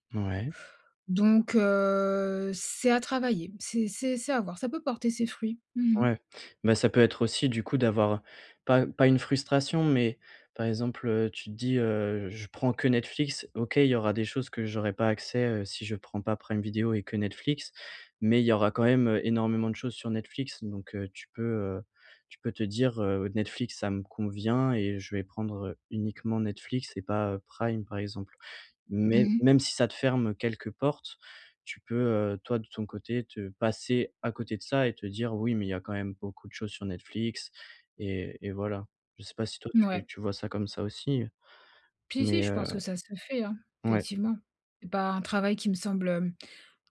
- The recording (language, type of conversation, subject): French, advice, Comment puis-je simplifier mes appareils et mes comptes numériques pour alléger mon quotidien ?
- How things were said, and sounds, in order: drawn out: "heu"; other background noise